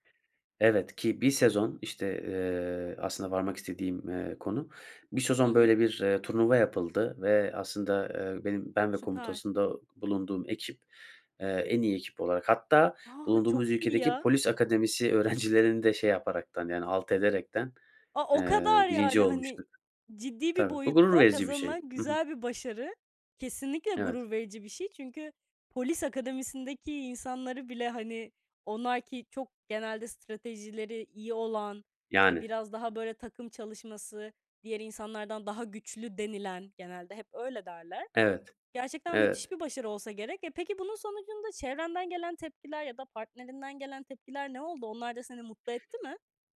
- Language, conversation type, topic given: Turkish, podcast, Hayatındaki en gurur duyduğun başarın neydi, anlatır mısın?
- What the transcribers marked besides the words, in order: other background noise; laughing while speaking: "öğrencilerini"